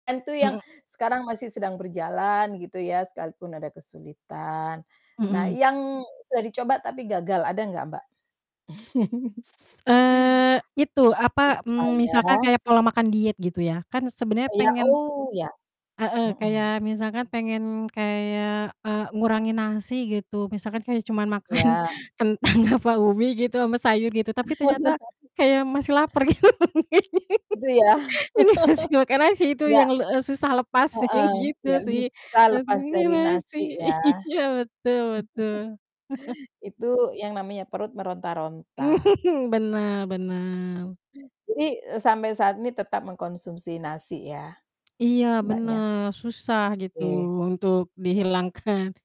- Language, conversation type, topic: Indonesian, unstructured, Apa kesulitan terbesar yang kamu hadapi saat berusaha hidup sehat?
- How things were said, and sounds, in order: tsk; chuckle; distorted speech; laughing while speaking: "makan kentang"; laugh; laughing while speaking: "gitu. Ini masih makan"; laugh; laughing while speaking: "gitu sih"; chuckle; laughing while speaking: "iya"; chuckle; chuckle; laughing while speaking: "dihilangkan"